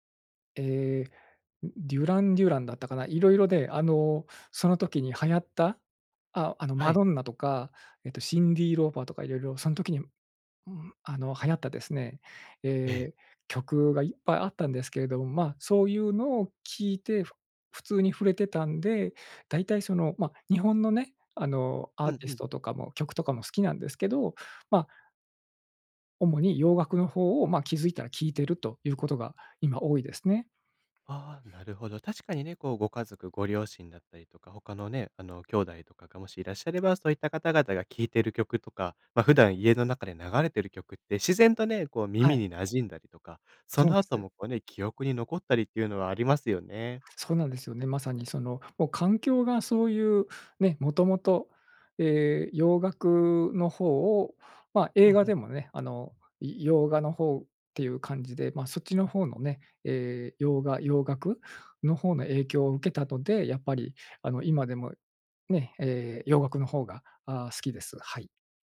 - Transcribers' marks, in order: none
- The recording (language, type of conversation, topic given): Japanese, podcast, 子どもの頃の音楽体験は今の音楽の好みに影響しますか？